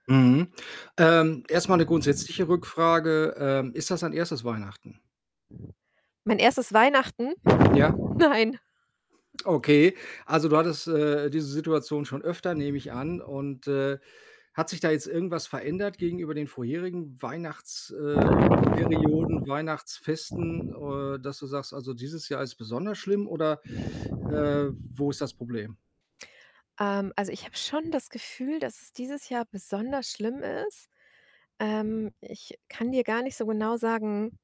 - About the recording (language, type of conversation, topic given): German, advice, Wie kann ich Einladungen höflich ablehnen, ohne Freundschaften zu belasten?
- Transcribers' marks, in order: other background noise; chuckle